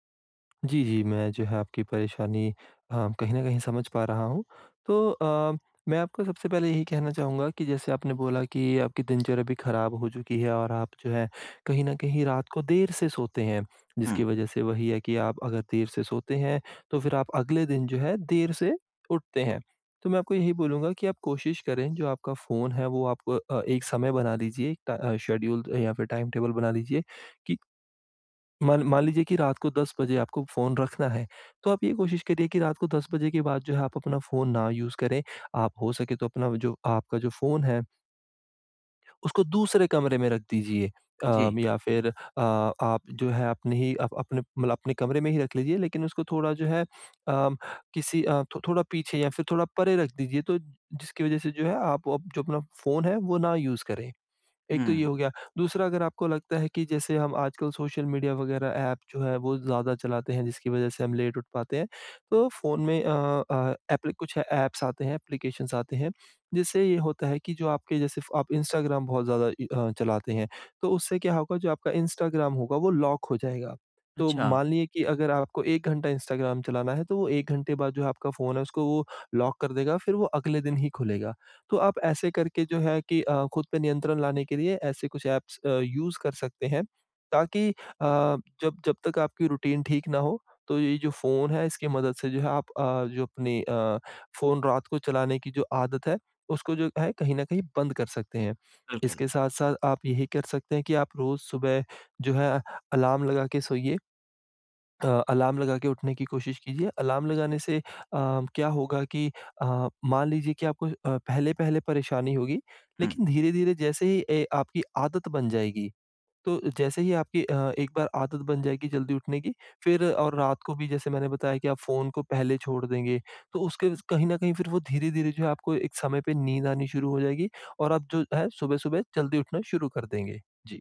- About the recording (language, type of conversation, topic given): Hindi, advice, नियमित सुबह की दिनचर्या कैसे स्थापित करें?
- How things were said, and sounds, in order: tapping; other background noise; in English: "शेड्यूल"; in English: "टाइमटेबल"; in English: "यूज़"; in English: "यूज़"; in English: "लेट"; in English: "ऐप्स"; in English: "एप्लिकेशन्स"; in English: "लॉक"; in English: "लॉक"; in English: "ऐप्स"; in English: "यूज़"; in English: "रूटीन"; in English: "अलार्म"; in English: "अलार्म"; in English: "अलार्म"